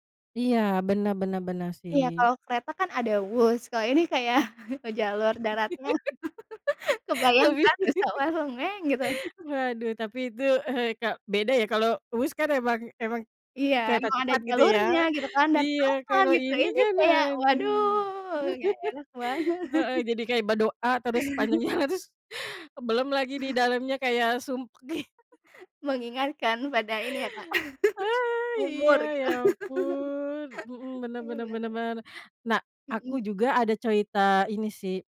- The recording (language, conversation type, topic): Indonesian, unstructured, Apa hal yang paling membuat kamu kesal saat menggunakan transportasi umum?
- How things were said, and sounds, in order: laugh; chuckle; laugh; chuckle; laugh; laughing while speaking: "banget"; chuckle; laughing while speaking: "jalan"; laugh; laugh; chuckle; laugh